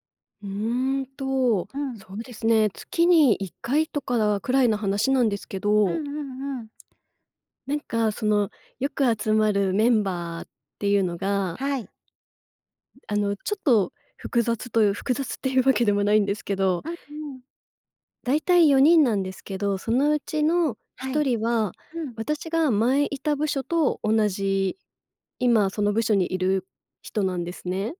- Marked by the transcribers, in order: laughing while speaking: "っていうわけ"
- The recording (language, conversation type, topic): Japanese, advice, 友人の付き合いで断れない飲み会の誘いを上手に断るにはどうすればよいですか？